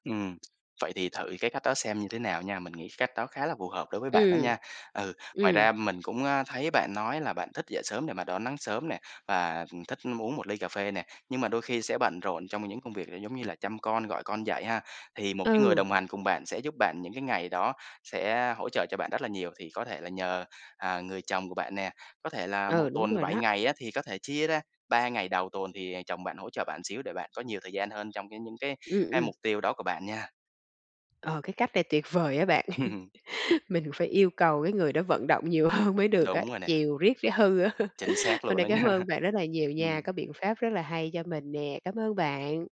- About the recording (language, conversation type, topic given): Vietnamese, advice, Tôi nên làm gì để có thể dậy sớm hơn dù đang rất khó thay đổi thói quen?
- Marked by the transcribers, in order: tapping; laugh; laughing while speaking: "hơn"; laugh; laughing while speaking: "nha"; other background noise